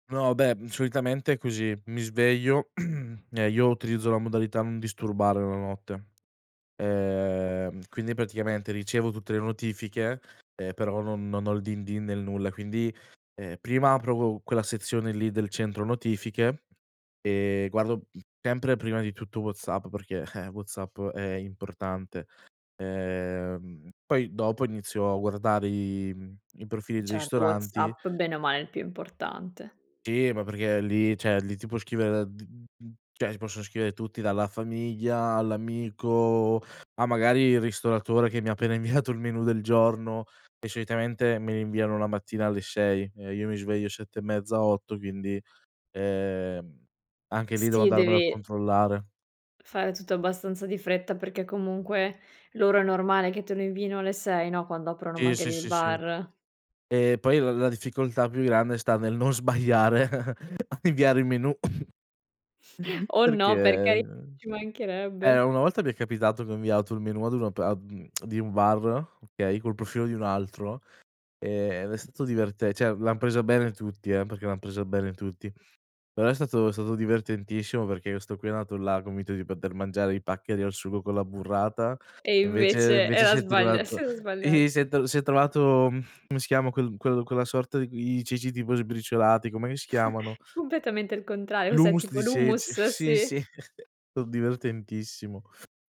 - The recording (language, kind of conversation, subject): Italian, podcast, Cosa ti spinge a controllare i social appena ti svegli?
- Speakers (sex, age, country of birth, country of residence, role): female, 25-29, Italy, Italy, host; male, 20-24, Italy, Italy, guest
- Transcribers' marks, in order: throat clearing; "cioè" said as "ceh"; "cioè" said as "ceh"; laughing while speaking: "inviato"; chuckle; cough; other background noise; chuckle; tsk; "cioè" said as "ceh"; chuckle; chuckle